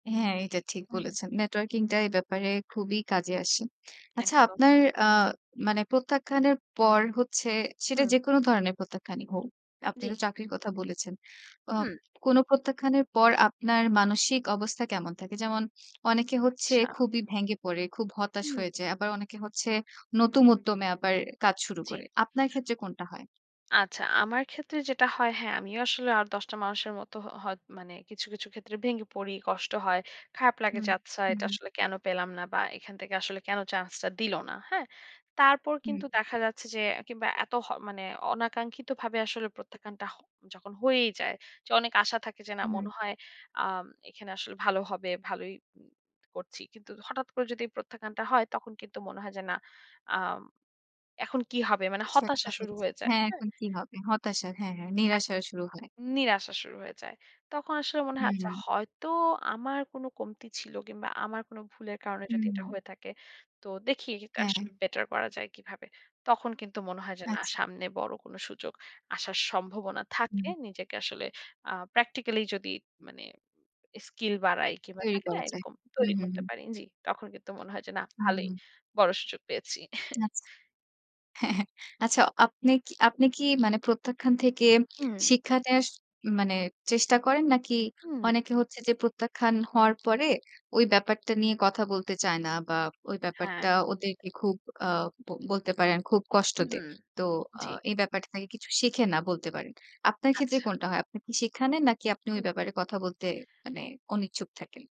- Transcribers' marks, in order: other background noise; tapping; unintelligible speech; in English: "প্র্যাকটিক্যালি"; chuckle
- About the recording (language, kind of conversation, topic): Bengali, podcast, তুমি কি কখনো কোনো অনাকাঙ্ক্ষিত প্রত্যাখ্যান থেকে পরে বড় কোনো সুযোগ পেয়েছিলে?